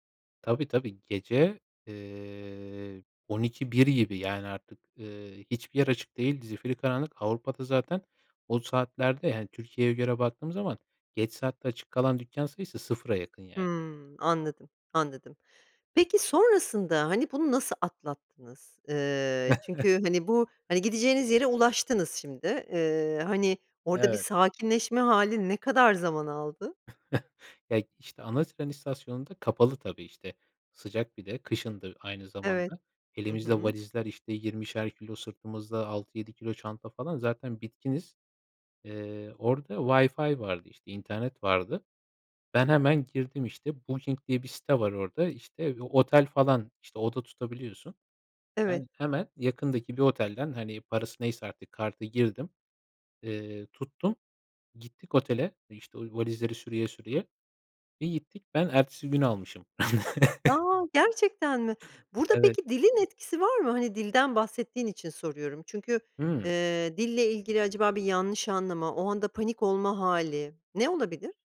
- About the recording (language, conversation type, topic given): Turkish, podcast, En unutulmaz seyahat deneyimini anlatır mısın?
- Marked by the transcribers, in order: chuckle; tapping; chuckle; other background noise; laugh